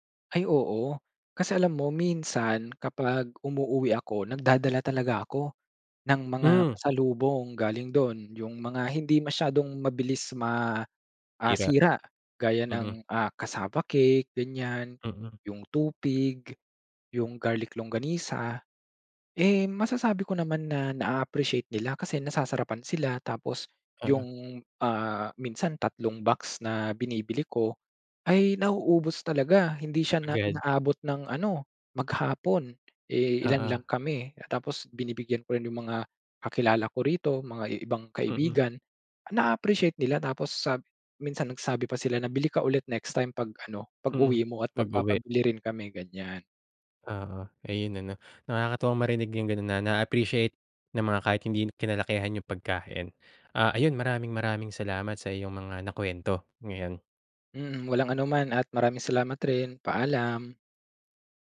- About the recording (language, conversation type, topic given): Filipino, podcast, Anong lokal na pagkain ang hindi mo malilimutan, at bakit?
- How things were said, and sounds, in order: tapping